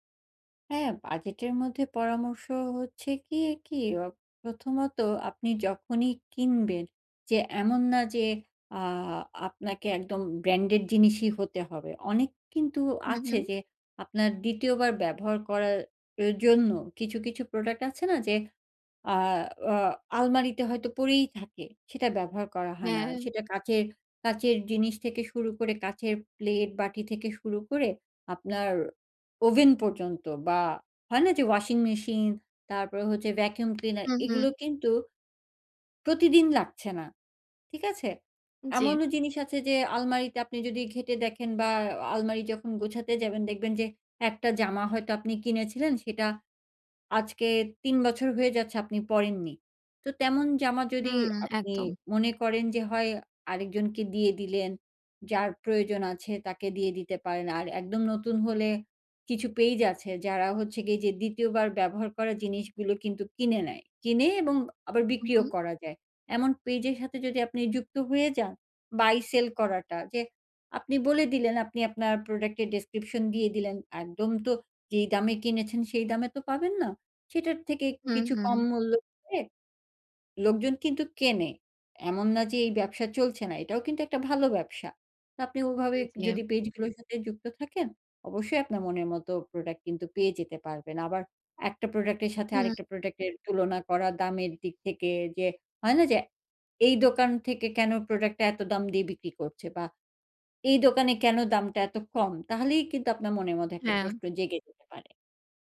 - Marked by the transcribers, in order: in English: "ডেসক্রিপশন"
- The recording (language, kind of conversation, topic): Bengali, advice, বাজেটের মধ্যে ভালো জিনিস পাওয়া কঠিন